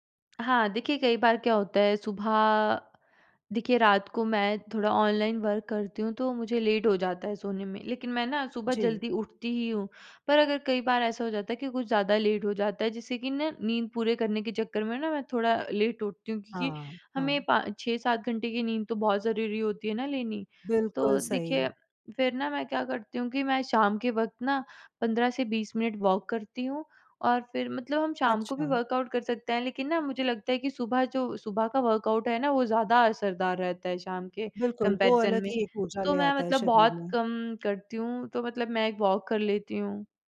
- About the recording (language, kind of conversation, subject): Hindi, podcast, सुबह उठते ही आपकी पहली स्वास्थ्य आदत क्या होती है?
- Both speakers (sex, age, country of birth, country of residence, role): female, 18-19, India, India, guest; female, 35-39, India, India, host
- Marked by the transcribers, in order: in English: "वर्क"; in English: "लेट"; in English: "लेट"; in English: "लेट"; in English: "वॉक"; in English: "वर्कआउट"; in English: "वर्कआउट"; in English: "कंपैरिज़न"; in English: "वॉक"; other noise